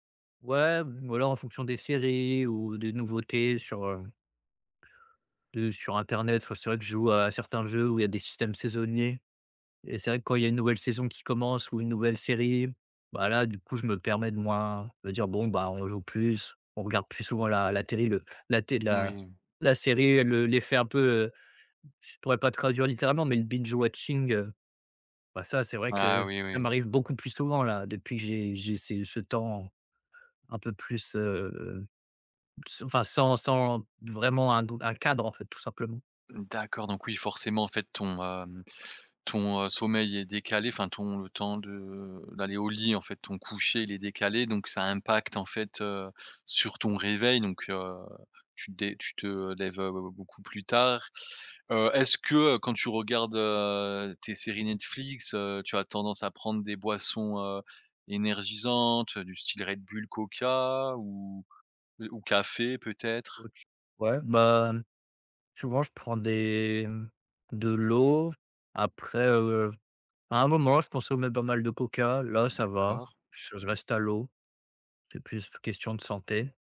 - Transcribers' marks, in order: in English: "binge watching"; unintelligible speech
- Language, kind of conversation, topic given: French, advice, Incapacité à se réveiller tôt malgré bonnes intentions
- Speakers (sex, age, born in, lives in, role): male, 25-29, France, France, user; male, 30-34, France, France, advisor